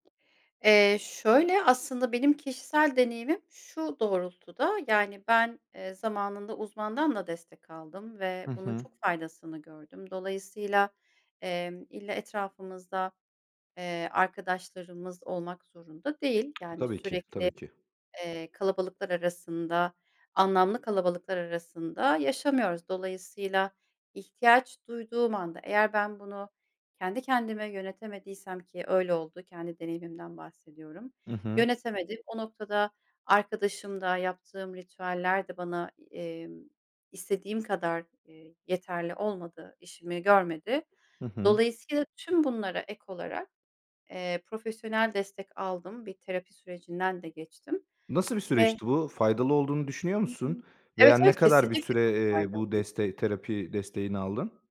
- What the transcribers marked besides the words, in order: other background noise
- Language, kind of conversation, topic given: Turkish, podcast, Stresle başa çıkmak için hangi yöntemleri önerirsin?